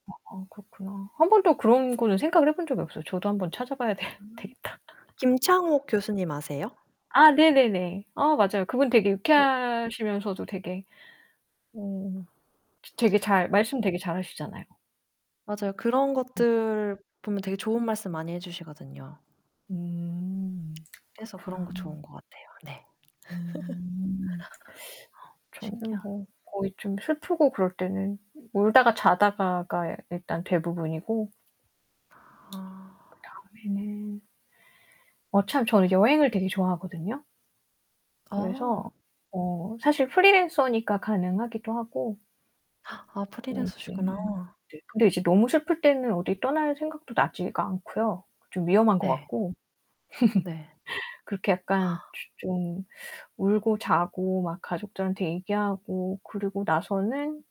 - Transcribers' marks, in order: static; distorted speech; laughing while speaking: "되 되겠다"; laugh; other background noise; tapping; laugh; gasp; gasp; gasp; laugh
- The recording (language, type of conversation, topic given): Korean, unstructured, 슬플 때 마음을 다스리기 위해 본인만의 방법이 있나요?